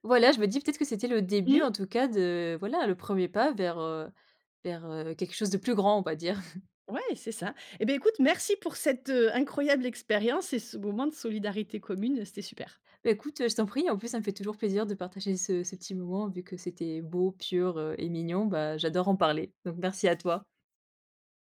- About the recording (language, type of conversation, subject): French, podcast, As-tu déjà vécu un moment de solidarité qui t’a profondément ému ?
- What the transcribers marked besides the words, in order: drawn out: "de"; chuckle